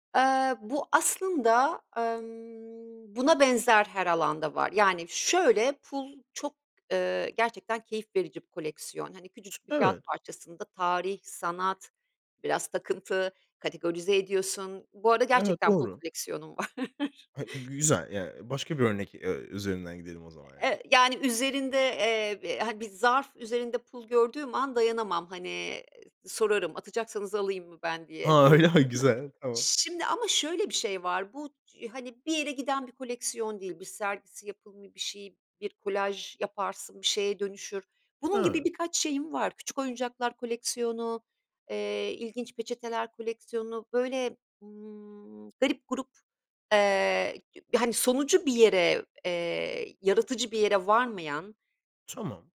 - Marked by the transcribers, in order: laughing while speaking: "var"; chuckle; laughing while speaking: "öyle ha"; chuckle
- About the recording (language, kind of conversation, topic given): Turkish, podcast, Korkularınla yüzleşirken hangi adımları atarsın?